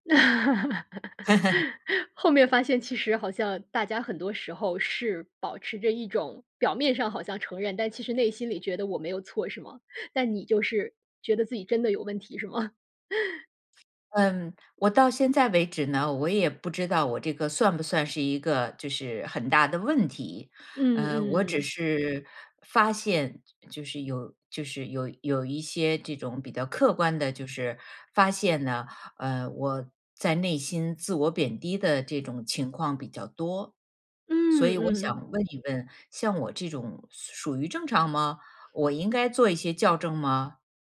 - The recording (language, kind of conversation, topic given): Chinese, advice, 我该如何描述自己持续自我贬低的内心对话？
- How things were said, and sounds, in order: laughing while speaking: "那 后面发现其实"; laugh; other background noise; chuckle; laughing while speaking: "是吗？"; chuckle; "属-" said as "苏"; inhale